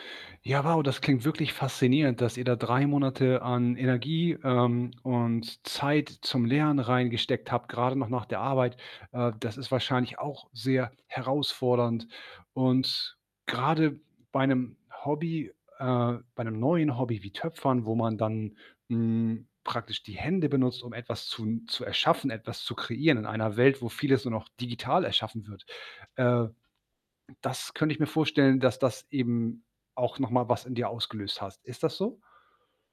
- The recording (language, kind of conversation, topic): German, podcast, Wie findest du heraus, ob ein neues Hobby zu dir passt?
- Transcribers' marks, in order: static